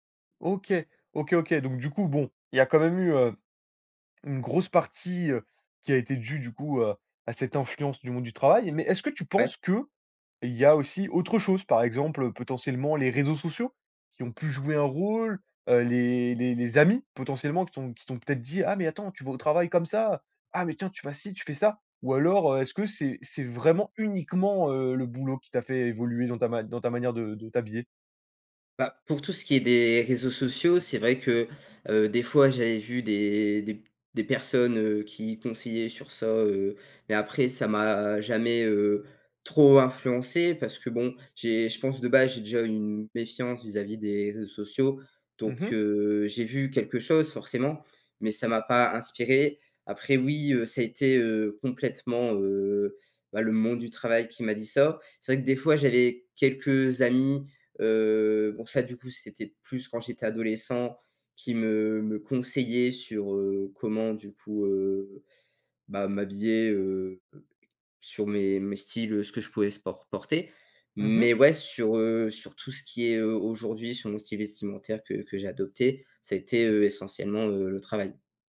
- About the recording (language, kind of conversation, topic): French, podcast, Comment ton style vestimentaire a-t-il évolué au fil des années ?
- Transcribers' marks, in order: stressed: "uniquement"